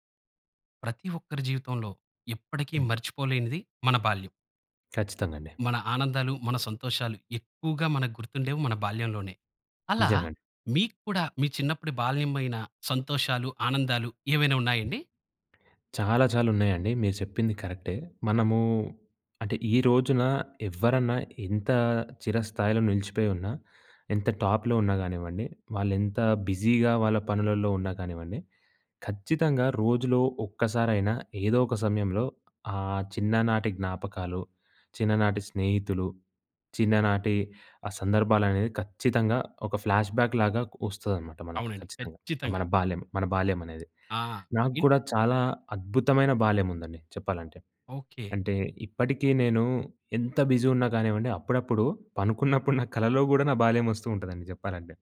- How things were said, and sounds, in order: tapping; in English: "టాప్‌లో"; in English: "ఫ్లాష్‌బాక్"; other street noise; chuckle
- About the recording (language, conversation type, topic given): Telugu, podcast, మీ బాల్యంలో మీకు అత్యంత సంతోషాన్ని ఇచ్చిన జ్ఞాపకం ఏది?